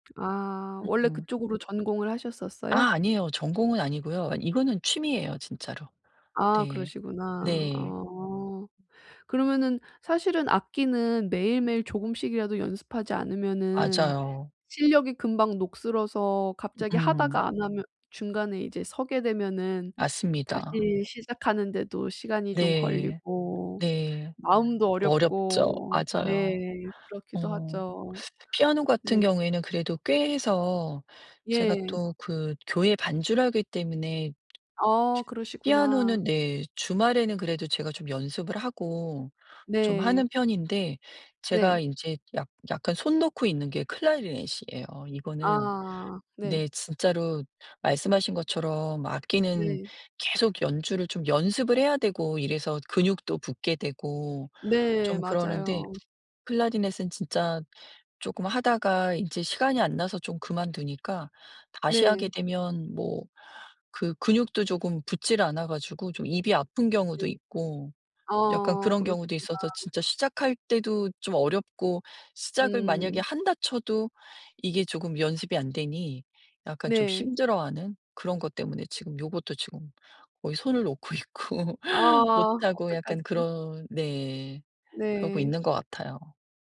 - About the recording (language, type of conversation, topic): Korean, advice, 취미를 시작해도 오래 유지하지 못하는데, 어떻게 하면 꾸준히 할 수 있을까요?
- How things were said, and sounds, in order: tapping; other background noise; laughing while speaking: "놓고 있고"